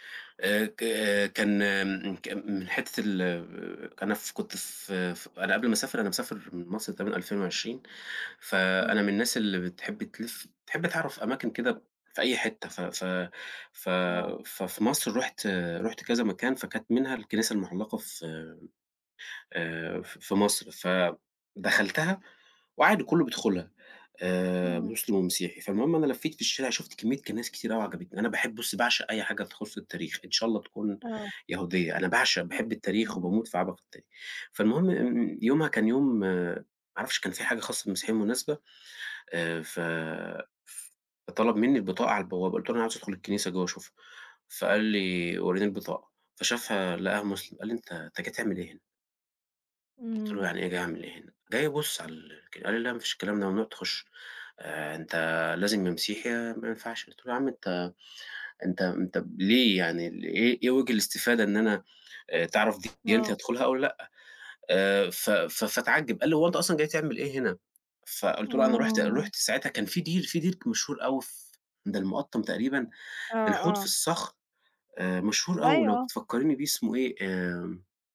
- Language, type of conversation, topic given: Arabic, unstructured, هل الدين ممكن يسبب انقسامات أكتر ما بيوحّد الناس؟
- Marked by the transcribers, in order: other background noise; tapping